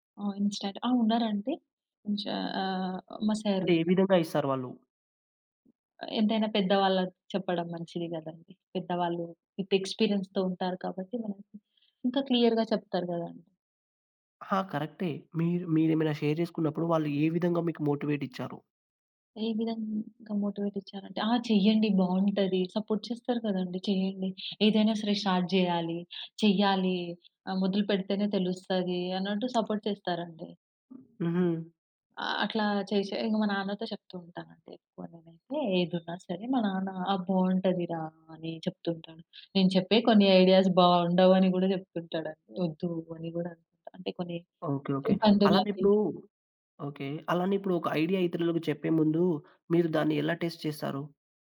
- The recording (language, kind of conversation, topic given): Telugu, podcast, మీరు మీ సృజనాత్మక గుర్తింపును ఎక్కువగా ఎవరితో పంచుకుంటారు?
- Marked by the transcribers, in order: in English: "ఇన్‌స్టాంట్"; other background noise; in English: "విత్ ఎక్స్‌పీరియన్స్‌తో"; in English: "క్లియర్‌గా"; in English: "షేర్"; in English: "సపోర్ట్"; in English: "స్టార్ట్"; in English: "సపోర్ట్"; tapping; in English: "ఐడియాస్"; in English: "టెస్ట్"